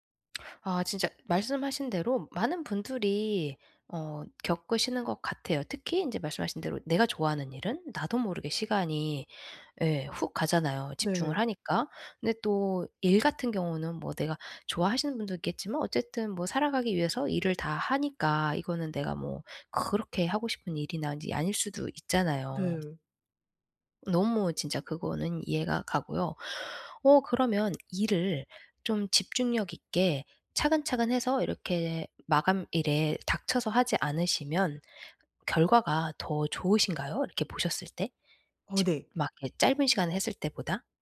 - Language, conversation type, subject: Korean, advice, 짧은 집중 간격으로도 생산성을 유지하려면 어떻게 해야 하나요?
- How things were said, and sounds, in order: tapping; other background noise